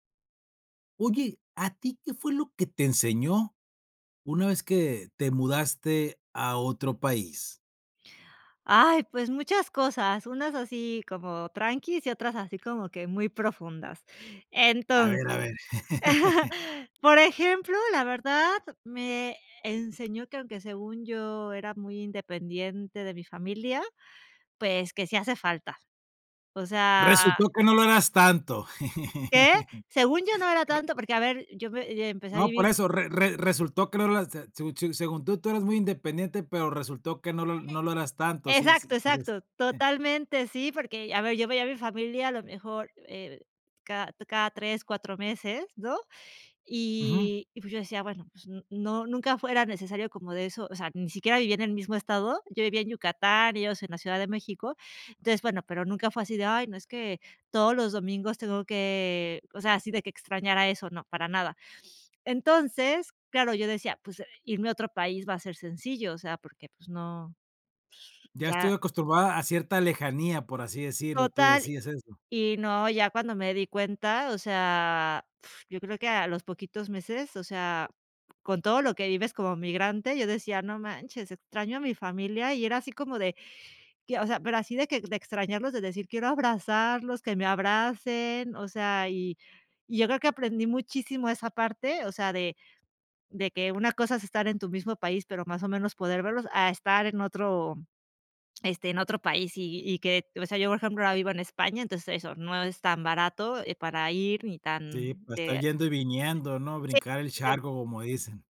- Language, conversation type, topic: Spanish, podcast, ¿Qué te enseñó mudarte a otro país?
- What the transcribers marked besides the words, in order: laugh; chuckle; chuckle; other background noise; chuckle; blowing; tapping; unintelligible speech